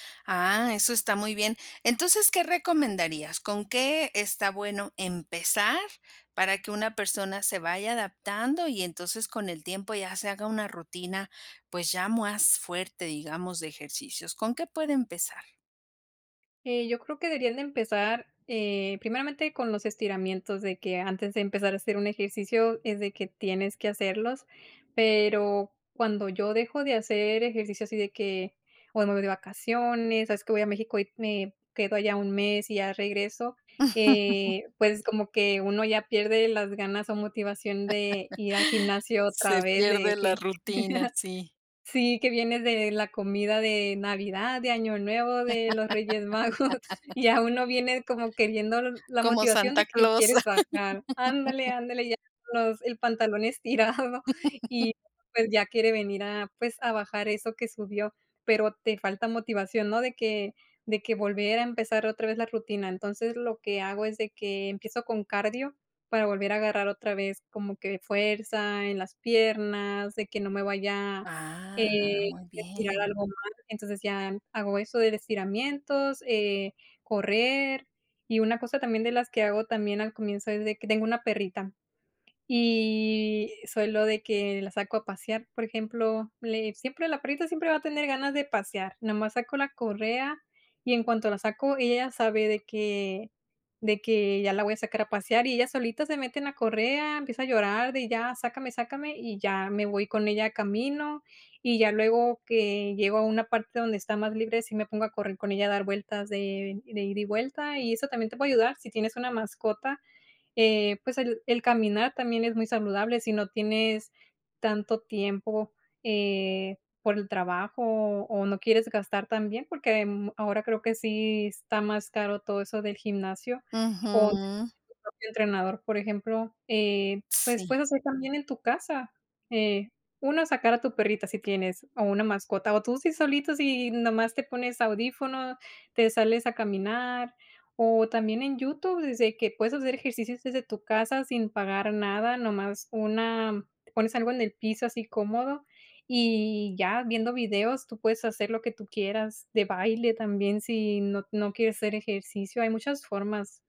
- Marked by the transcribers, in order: chuckle; chuckle; chuckle; laugh; chuckle; unintelligible speech; chuckle; laughing while speaking: "estirado"; chuckle
- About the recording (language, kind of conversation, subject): Spanish, podcast, ¿Cómo te motivas para hacer ejercicio cuando no te dan ganas?